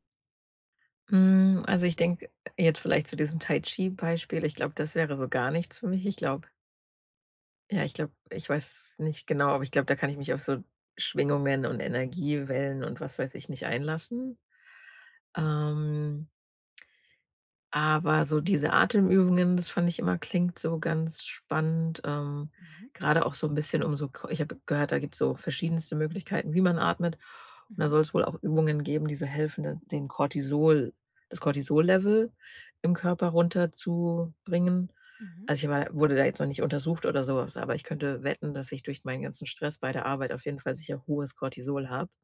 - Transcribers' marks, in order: other background noise
- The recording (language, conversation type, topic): German, advice, Wie kann ich eine einfache tägliche Achtsamkeitsroutine aufbauen und wirklich beibehalten?